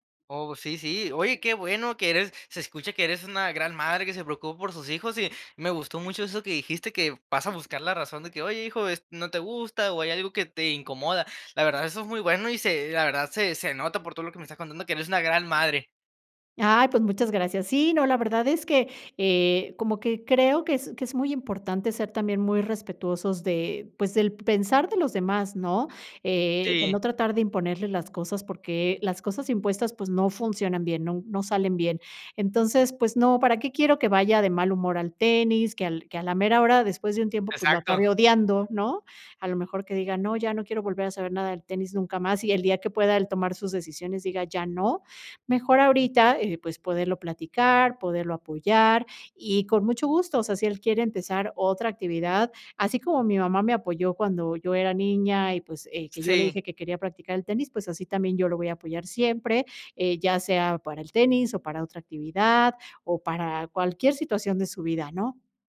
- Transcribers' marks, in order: none
- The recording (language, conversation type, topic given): Spanish, podcast, ¿Qué pasatiempo dejaste y te gustaría retomar?